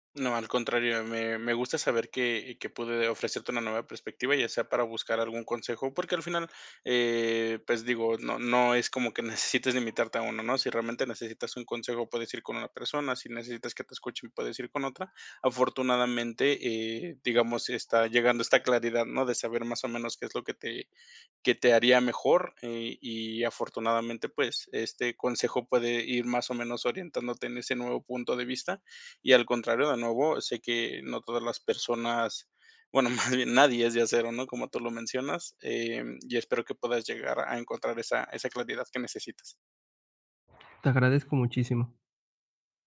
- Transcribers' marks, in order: other background noise; chuckle; laughing while speaking: "bueno, más bien, nadie es de acero"
- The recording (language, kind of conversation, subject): Spanish, advice, ¿Cómo puedo pedir apoyo emocional sin sentirme juzgado?